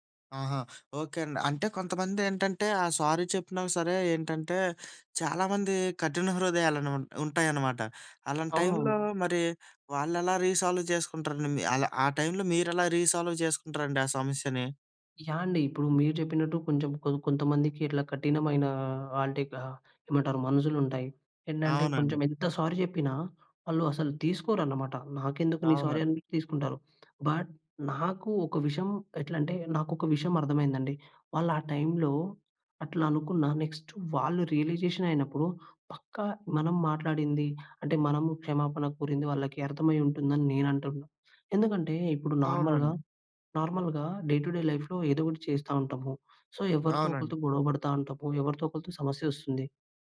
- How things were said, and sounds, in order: in English: "సారీ"; other background noise; in English: "రీసాల్వ్"; in English: "రీసాల్వ్"; in English: "సారీ"; in English: "సారీ"; tapping; in English: "బట్"; in English: "నెక్స్ట్"; in English: "రియలైజేషన్"; in English: "నార్మల్‌గా నార్మల్‌గా డే టు డే లైఫ్‌లో"; in English: "సో"
- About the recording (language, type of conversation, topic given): Telugu, podcast, సమస్యపై మాట్లాడడానికి సరైన సమయాన్ని మీరు ఎలా ఎంచుకుంటారు?